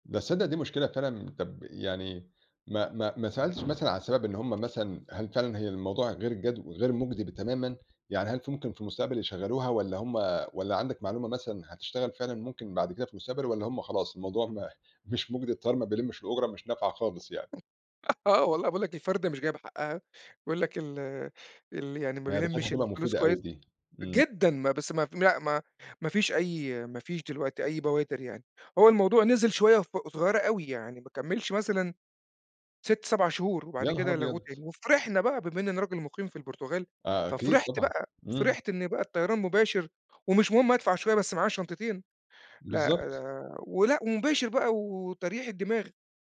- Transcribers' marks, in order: other background noise; tapping
- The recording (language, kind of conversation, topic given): Arabic, podcast, إيه اللي حصل لما الطيارة فاتتك، وخلّصت الموضوع إزاي؟